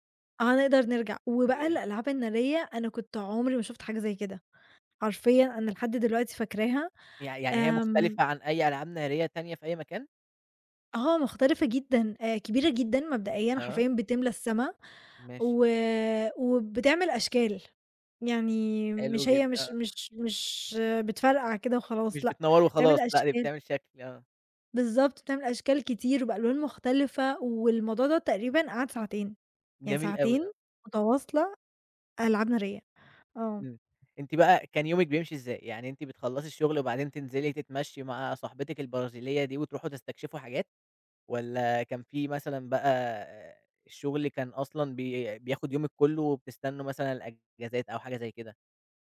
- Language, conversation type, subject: Arabic, podcast, احكيلي عن مغامرة سفر ما هتنساها أبدًا؟
- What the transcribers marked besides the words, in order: unintelligible speech; tapping